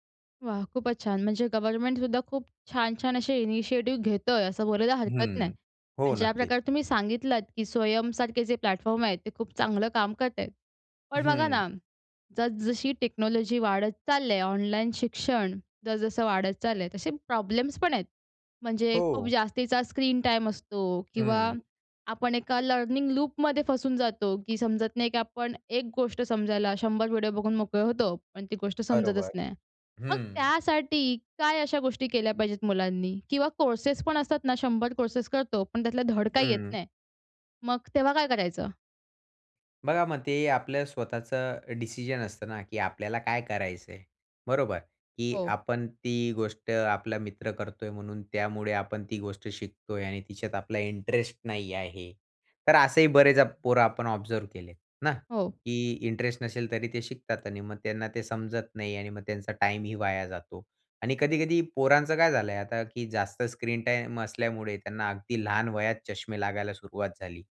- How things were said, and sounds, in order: in English: "इनिशिएटिव्ह"; other noise; in English: "टेक्नॉलॉजी"; in English: "लर्निंग लूपमध्ये"; tapping; in English: "ऑब्झर्व्ह"
- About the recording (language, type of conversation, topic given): Marathi, podcast, ऑनलाइन शिक्षणामुळे पारंपरिक शाळांना स्पर्धा कशी द्यावी लागेल?